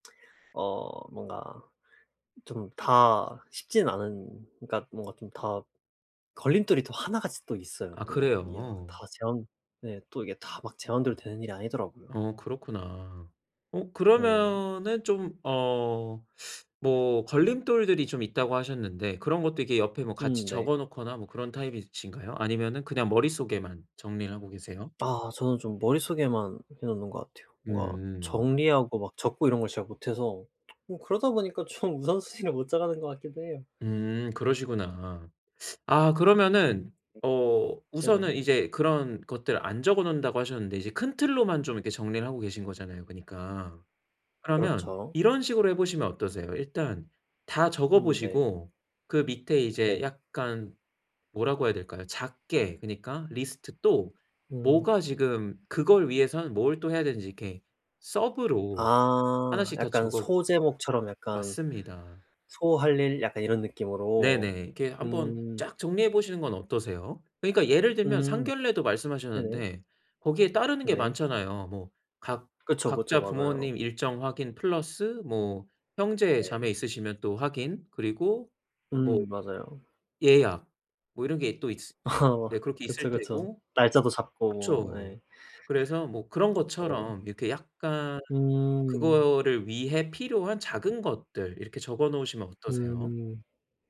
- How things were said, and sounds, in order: other background noise; laughing while speaking: "좀 우선순위를 못"; unintelligible speech; laughing while speaking: "어"
- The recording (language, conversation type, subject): Korean, advice, 내 핵심 가치에 맞춰 일상에서 우선순위를 어떻게 정하면 좋을까요?